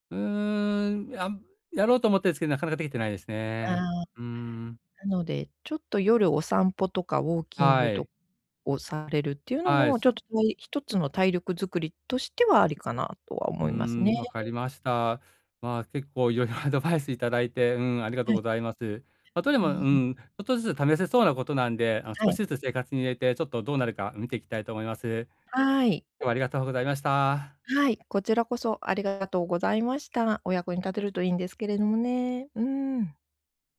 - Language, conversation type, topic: Japanese, advice, 体力がなくて日常生活がつらいと感じるのはなぜですか？
- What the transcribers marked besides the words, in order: none